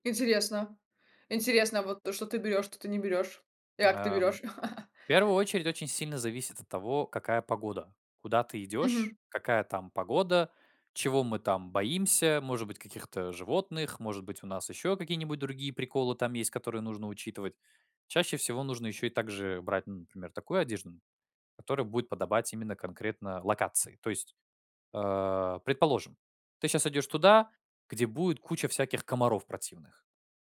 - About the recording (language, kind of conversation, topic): Russian, podcast, Как одежда помогает тебе выразить себя?
- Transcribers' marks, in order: chuckle